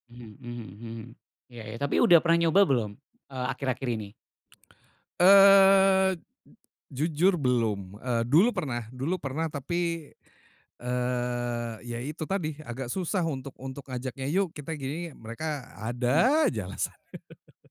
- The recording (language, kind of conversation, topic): Indonesian, podcast, Apa kebiasaan kecil yang membuat rumah terasa hangat?
- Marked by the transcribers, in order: laughing while speaking: "alasan"; laugh